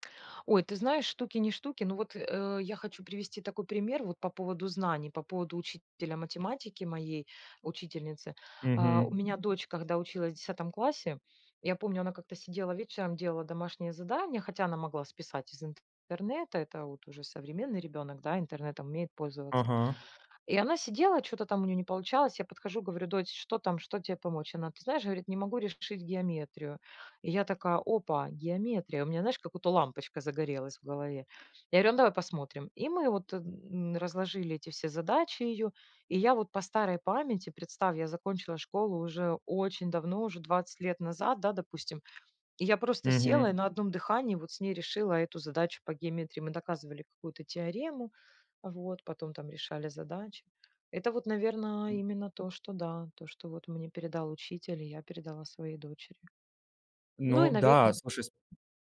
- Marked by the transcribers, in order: other background noise
- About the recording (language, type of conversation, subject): Russian, podcast, Какое твое самое яркое школьное воспоминание?